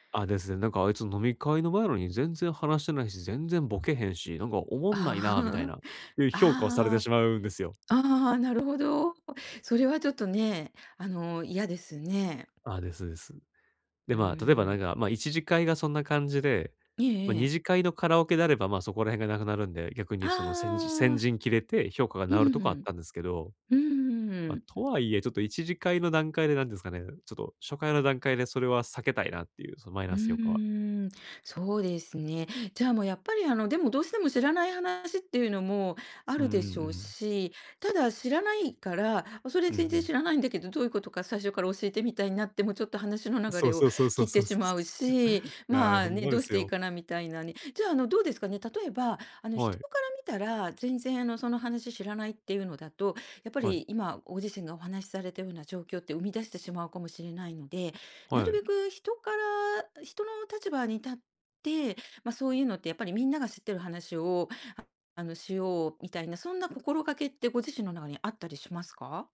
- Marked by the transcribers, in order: chuckle; tapping; other background noise; other noise; chuckle
- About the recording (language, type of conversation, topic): Japanese, advice, 友達の会話にうまく入れないとき、どうすれば自然に会話に加われますか？